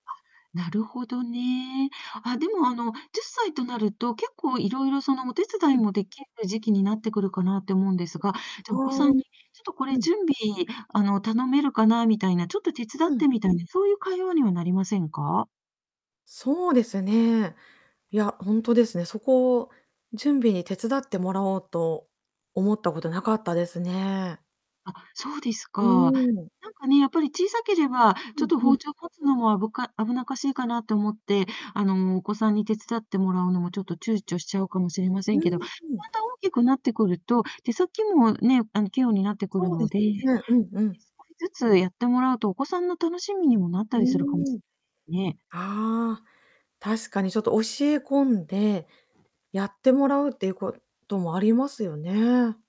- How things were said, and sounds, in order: static; distorted speech; other background noise
- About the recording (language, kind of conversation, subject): Japanese, advice, 家事や育児と仕事の両立で燃え尽きそうだと感じているのは、いつからですか？